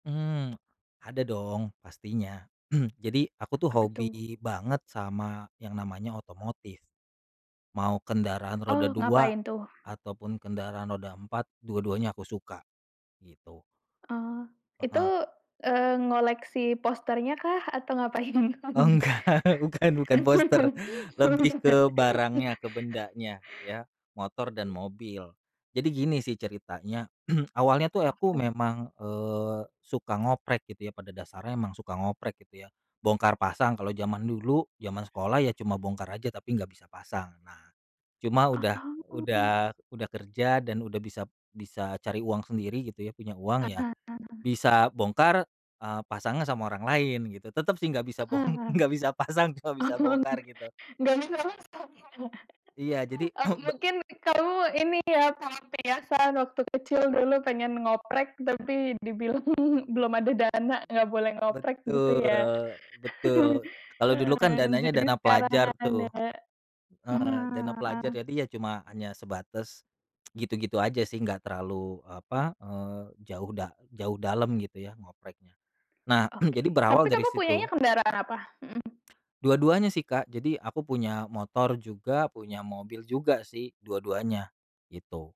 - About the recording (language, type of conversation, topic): Indonesian, podcast, Apa hobi favoritmu, dan kenapa kamu paling suka melakukannya?
- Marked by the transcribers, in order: other background noise; throat clearing; laughing while speaking: "ngapain doang nih?"; laughing while speaking: "enggak, bukan"; laugh; unintelligible speech; throat clearing; in Javanese: "ngoprek"; unintelligible speech; in Javanese: "ngoprek"; laughing while speaking: "bong enggak bisa pasang, cuma"; laughing while speaking: "Oh"; laughing while speaking: "masang ya"; cough; in Javanese: "ngoprek"; laughing while speaking: "dibilang"; in Javanese: "ngoprek"; chuckle; tsk; in Javanese: "ngopreknya"; throat clearing